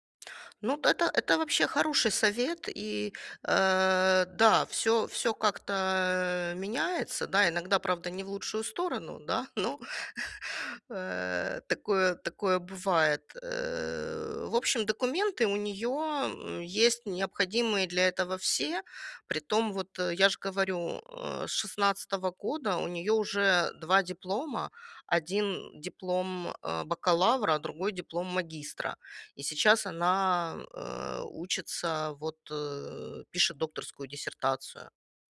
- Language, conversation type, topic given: Russian, advice, С чего начать, чтобы разобраться с местными бюрократическими процедурами при переезде, и какие документы для этого нужны?
- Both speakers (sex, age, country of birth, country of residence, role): female, 50-54, Ukraine, Cyprus, user; male, 30-34, Latvia, Poland, advisor
- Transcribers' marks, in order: chuckle